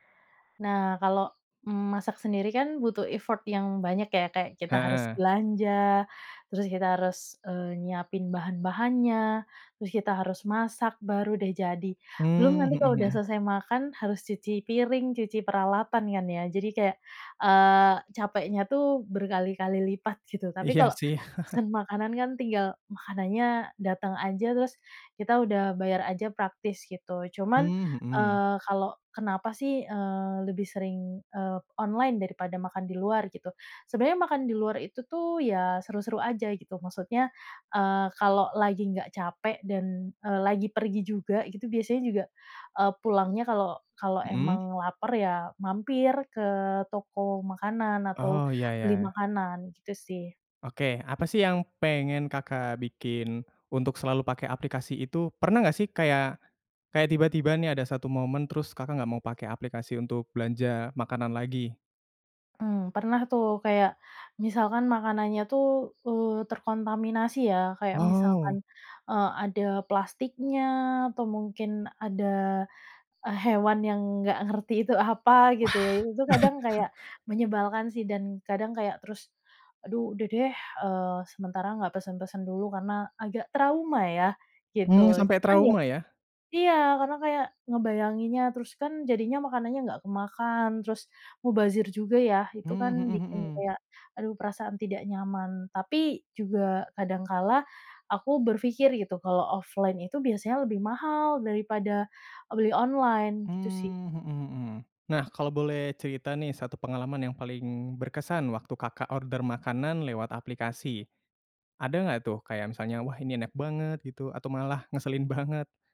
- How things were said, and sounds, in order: other animal sound; in English: "effort"; laughing while speaking: "Iya, sih"; chuckle; laugh; tapping; in English: "offline"; other background noise
- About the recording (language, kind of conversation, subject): Indonesian, podcast, Bagaimana pengalaman kamu memesan makanan lewat aplikasi, dan apa saja hal yang kamu suka serta bikin kesal?